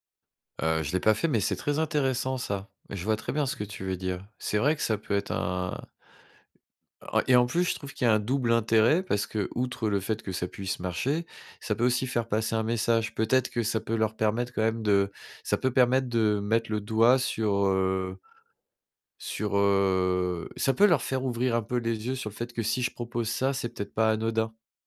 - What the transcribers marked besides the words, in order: drawn out: "heu"
- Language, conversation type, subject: French, advice, Comment gérer la pression sociale pour dépenser lors d’événements et de sorties ?